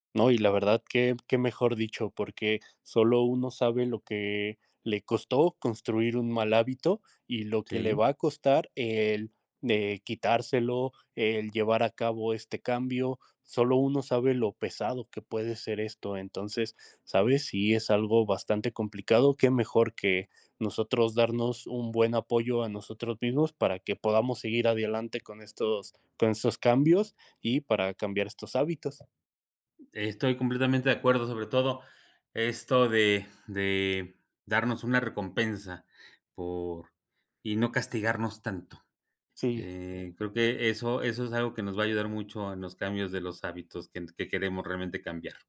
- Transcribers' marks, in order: "adelante" said as "adeliante"; other background noise
- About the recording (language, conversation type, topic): Spanish, unstructured, ¿Alguna vez cambiaste un hábito y te sorprendieron los resultados?